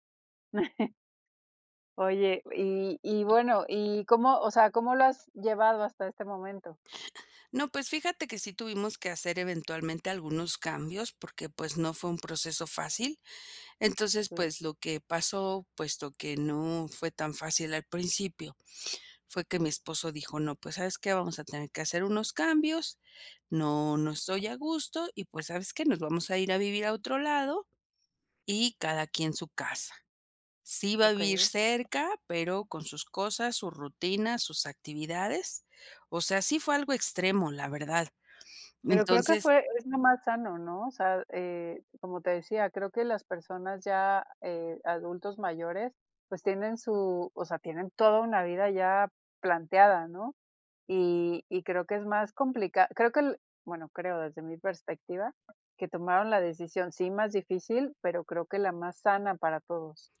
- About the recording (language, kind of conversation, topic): Spanish, podcast, ¿Qué evento te obligó a replantearte tus prioridades?
- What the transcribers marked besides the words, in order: chuckle; tapping